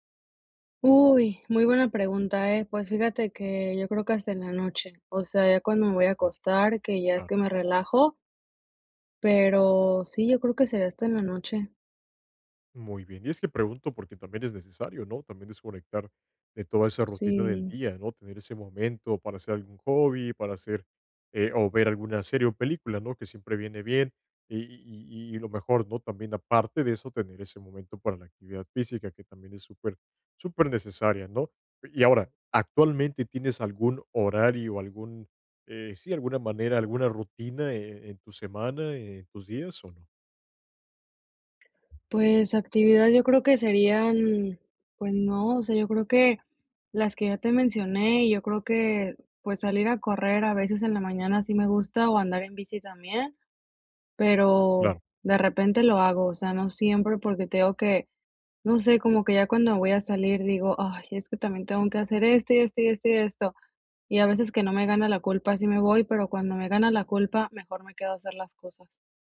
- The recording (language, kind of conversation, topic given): Spanish, advice, ¿Cómo puedo organizarme mejor cuando siento que el tiempo no me alcanza para mis hobbies y mis responsabilidades diarias?
- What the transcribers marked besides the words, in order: other noise; other background noise